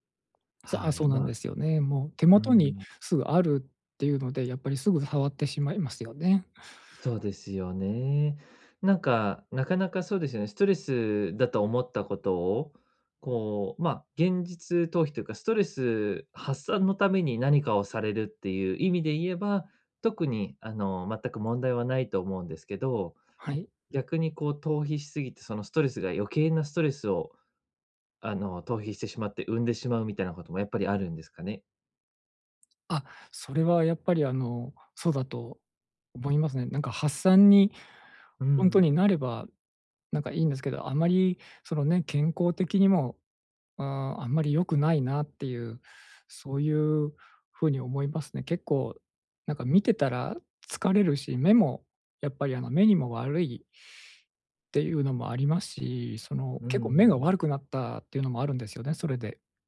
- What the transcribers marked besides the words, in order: other background noise
- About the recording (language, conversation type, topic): Japanese, advice, ストレスが強いとき、不健康な対処をやめて健康的な行動に置き換えるにはどうすればいいですか？